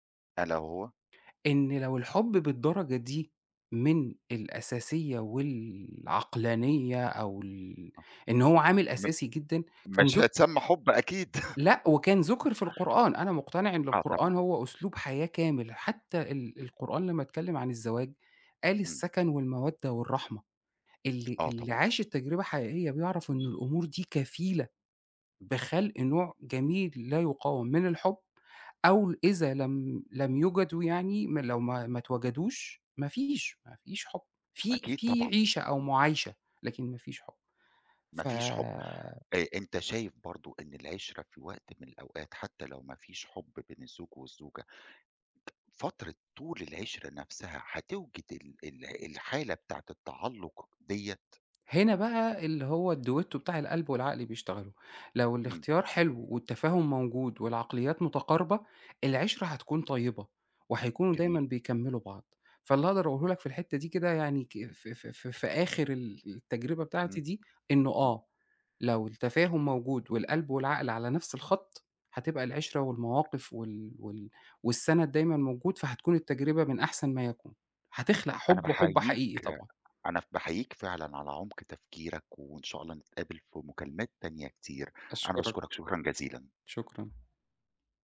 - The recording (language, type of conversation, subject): Arabic, podcast, إزاي بتعرف إن ده حب حقيقي؟
- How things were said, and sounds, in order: other noise; tapping; chuckle; horn; in Italian: "الDuetto"